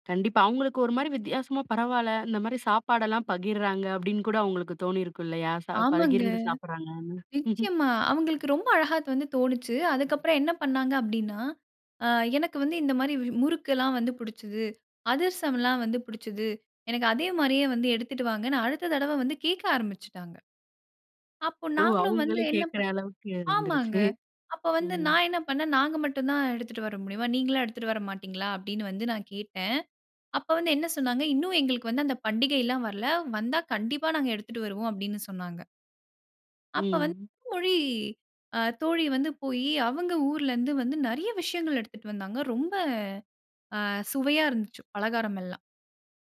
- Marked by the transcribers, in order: chuckle
- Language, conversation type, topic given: Tamil, podcast, பல்கலாசார நண்பர்கள் உங்கள் வாழ்க்கையை எப்படி மாற்றியதாக நீங்கள் நினைக்கிறீர்கள்?